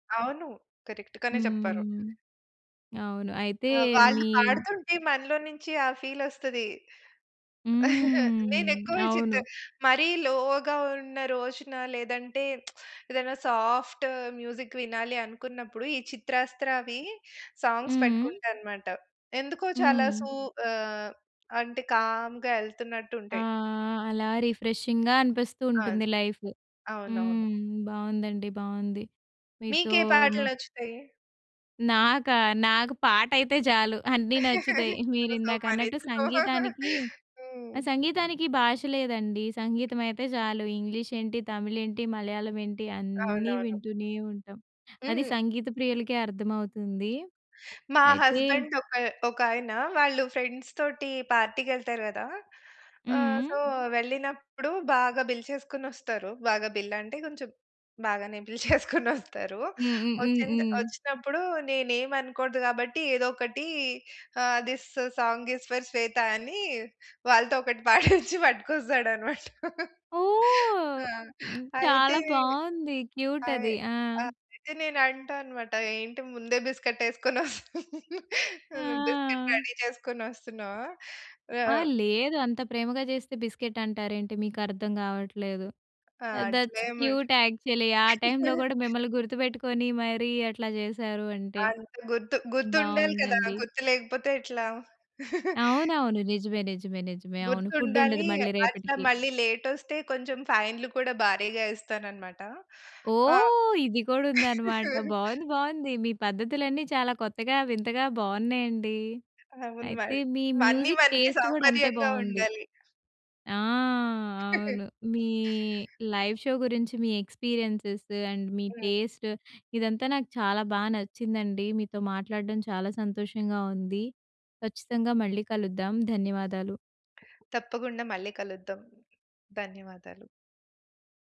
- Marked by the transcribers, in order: in English: "కరెక్ట్"; other noise; chuckle; in English: "లోగా"; lip smack; in English: "సాఫ్ట్ మ్యూజిక్"; in English: "సాంగ్స్"; in English: "కామ్‌గా"; in English: "రిఫ్రెషింగ్‌గా"; in English: "లైఫ్"; chuckle; in English: "సొ"; laugh; in English: "హస్బెండ్"; in English: "ఫ్రెండ్స్"; in English: "సొ"; in English: "బిల్"; in English: "బిల్"; in English: "బిల్"; in English: "థిస్ సాంగ్ ఇజ్ ఫర్"; laughing while speaking: "పాడించి పట్టుకొస్తాడన్నమాట. ఆ!"; tapping; in English: "క్యూట్"; laugh; in English: "రెడీ"; in English: "దట్స్ క్యూట్ యాక్చువల్లి"; chuckle; chuckle; in English: "ఫుడ్"; chuckle; in English: "మ్యూజిక్ టేస్ట్"; chuckle; in English: "లైవ్ షో"; in English: "ఎక్స్పీరియెన్సెస్ అండ్"; in English: "టేస్ట్"
- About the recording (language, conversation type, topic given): Telugu, podcast, లైవ్‌గా మాత్రమే వినాలని మీరు ఎలాంటి పాటలను ఎంచుకుంటారు?